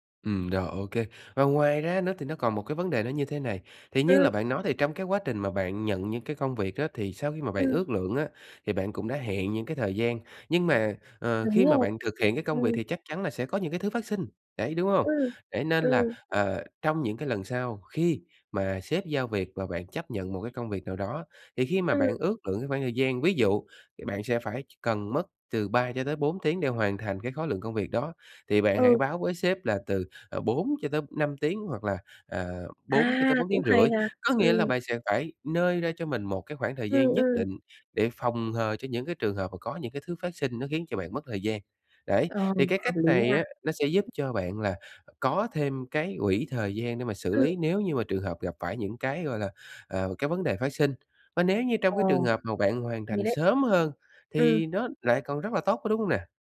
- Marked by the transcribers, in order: tapping; other background noise
- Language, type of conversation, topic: Vietnamese, advice, Làm thế nào để tôi ước lượng thời gian chính xác hơn và tránh trễ hạn?